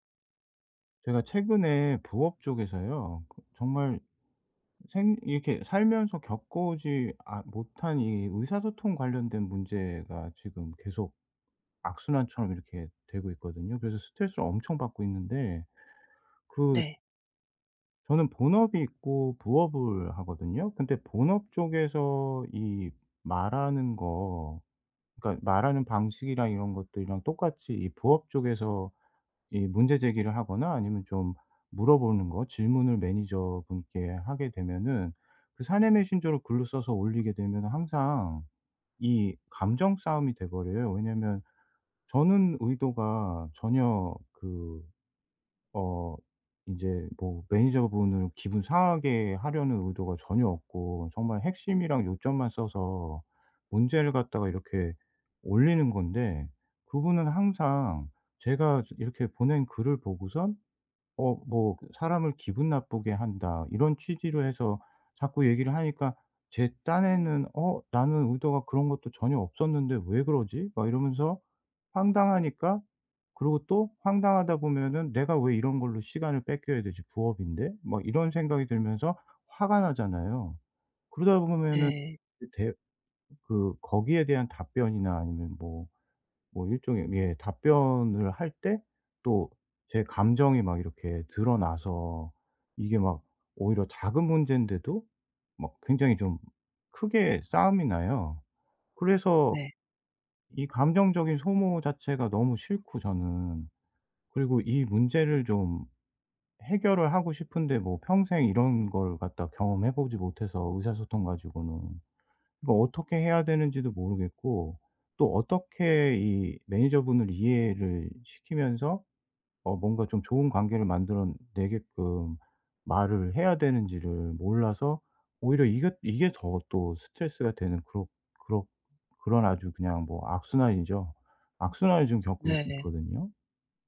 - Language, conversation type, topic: Korean, advice, 감정이 상하지 않도록 상대에게 건설적인 피드백을 어떻게 말하면 좋을까요?
- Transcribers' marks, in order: tapping